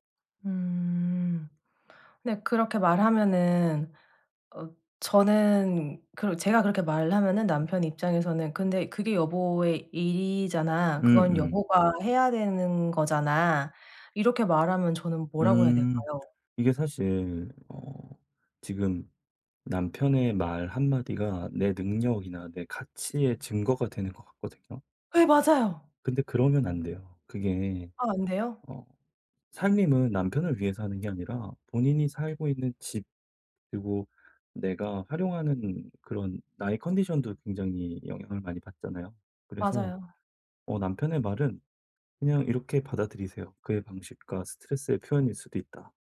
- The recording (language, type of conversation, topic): Korean, advice, 피드백을 들을 때 제 가치와 의견을 어떻게 구분할 수 있을까요?
- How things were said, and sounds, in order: tapping; other background noise